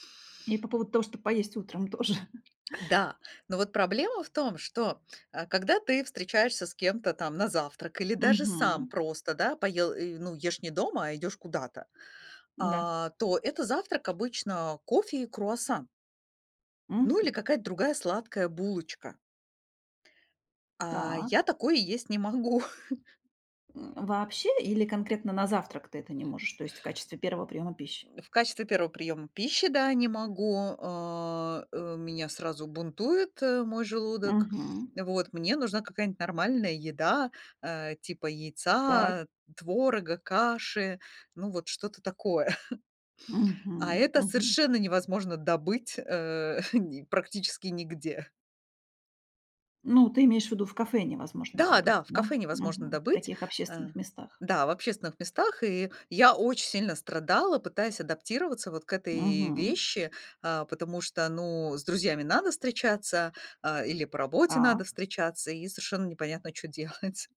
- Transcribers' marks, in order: chuckle; laugh; chuckle; chuckle; laughing while speaking: "чё делать"
- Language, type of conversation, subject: Russian, podcast, Как вы находите баланс между адаптацией к новым условиям и сохранением своих корней?